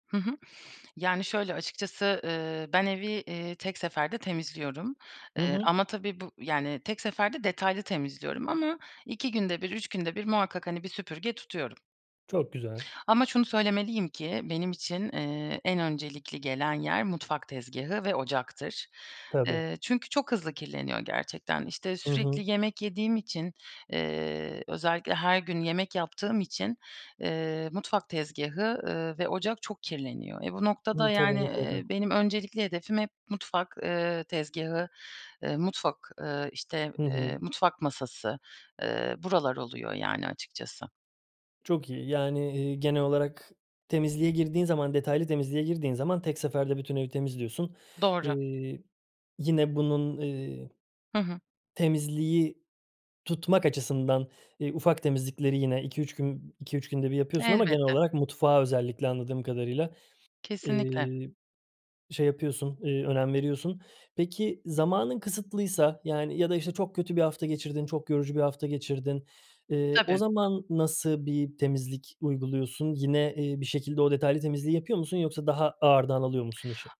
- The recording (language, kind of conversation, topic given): Turkish, podcast, Haftalık temizlik planını nasıl oluşturuyorsun?
- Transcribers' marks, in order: other background noise; tapping